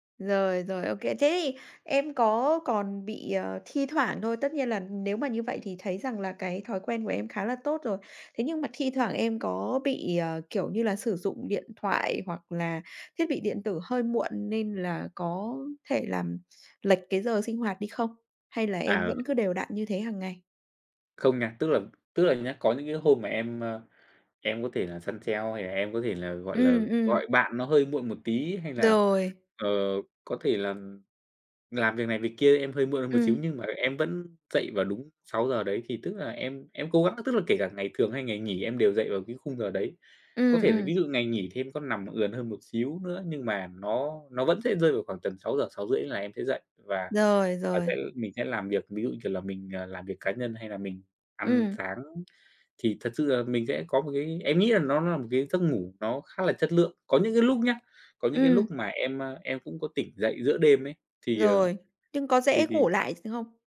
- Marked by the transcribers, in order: other background noise
- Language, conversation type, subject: Vietnamese, podcast, Bạn chăm sóc giấc ngủ hằng ngày như thế nào, nói thật nhé?